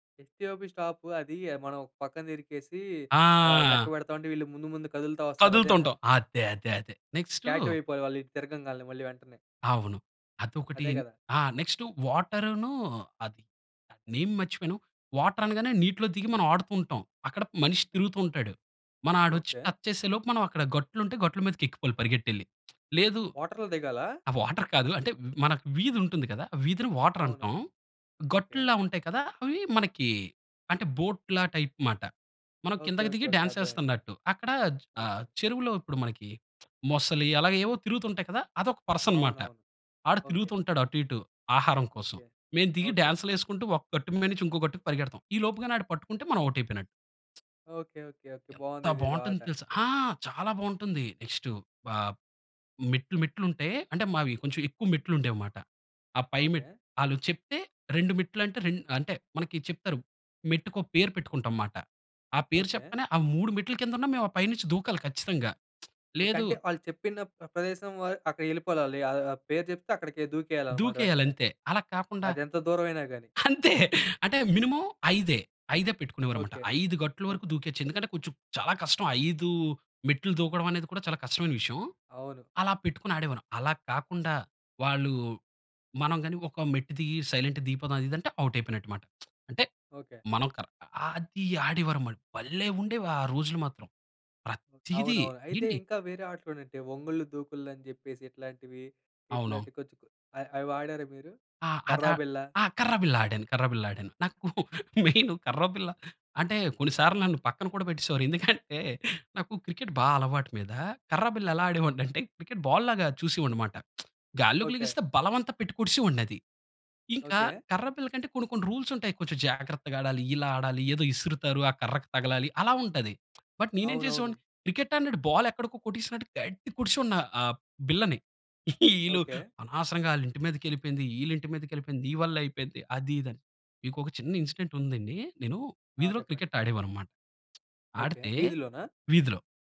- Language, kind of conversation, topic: Telugu, podcast, వీధిలో ఆడే ఆటల గురించి నీకు ఏదైనా మధురమైన జ్ఞాపకం ఉందా?
- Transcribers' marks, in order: in English: "ఎస్-టి-ఒ-పి స్టాప్"; in English: "స్టాట్యు"; in English: "వాటర్"; in English: "టచ్"; lip smack; in English: "వాటర్"; in English: "వాటర్"; in English: "బోట్‌లా టైప్"; in English: "డ్యాన్స్"; lip smack; in English: "పర్సన్"; in English: "ఔట్"; joyful: "ఆ! చాలా బావుంటుంది"; lip smack; laughing while speaking: "అంతే"; in English: "మినిమమ్"; in English: "సైలెంట్‌గా"; in English: "ఔట్"; lip smack; stressed: "భలే"; laughing while speaking: "నాకు మెయిను కర్రబిల్ల"; in English: "బాల్"; lip smack; in English: "రూల్స్"; lip smack; in English: "బట్"; in English: "బాల్"; stressed: "గట్టిగ"; joyful: "ఈళ్ళు అనవసరంగా ఆళ్ళింటి మీదకెళిపోయింది, ఈళ్ళింటి మీదకెళిపోయింది, నీ వల్లే అయిపోయింది"; in English: "ఇన్సిడెంట్"; lip smack